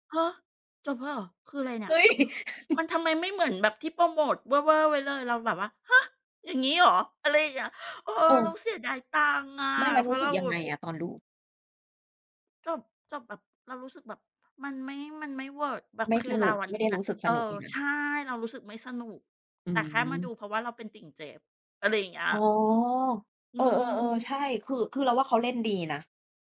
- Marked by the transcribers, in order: surprised: "เฮ้ย !"; chuckle; "แบบ" said as "หวุบ"
- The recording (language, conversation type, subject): Thai, unstructured, คุณเคยร้องไห้ตอนดูละครไหม และทำไมถึงเป็นแบบนั้น?